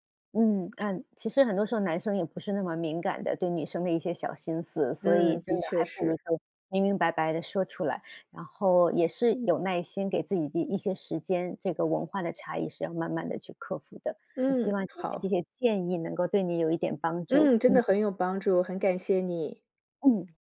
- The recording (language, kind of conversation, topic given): Chinese, advice, 我们为什么总是频繁产生沟通误会？
- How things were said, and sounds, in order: none